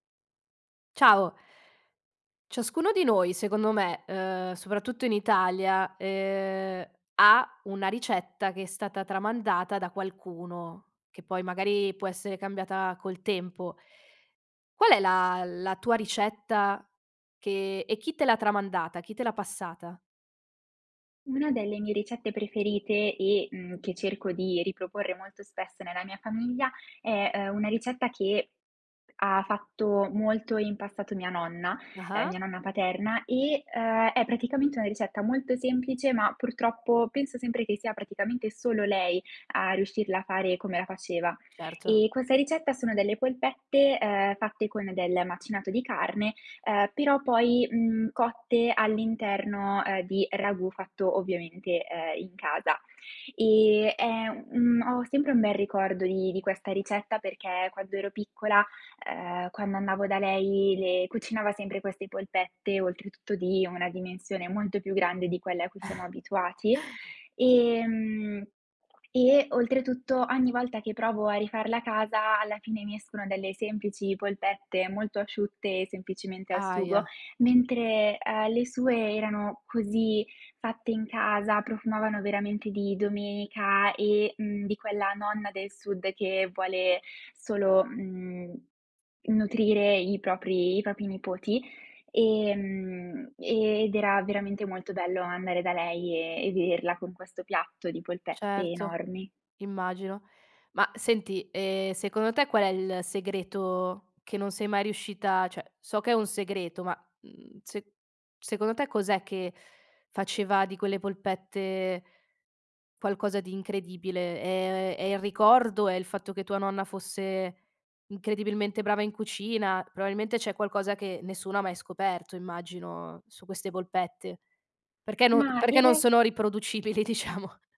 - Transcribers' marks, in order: chuckle; "propri" said as "propi"; "probabilmente" said as "proabilmente"; laughing while speaking: "diciamo"
- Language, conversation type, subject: Italian, podcast, Come gestisci le ricette tramandate di generazione in generazione?